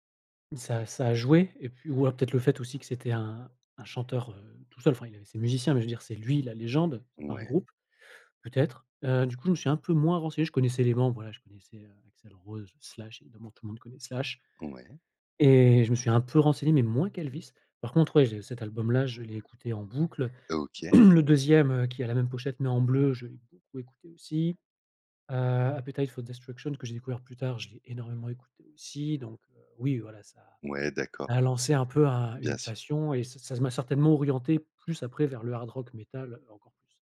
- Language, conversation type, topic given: French, podcast, Quelle chanson t’a fait découvrir un artiste important pour toi ?
- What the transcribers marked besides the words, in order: other background noise; throat clearing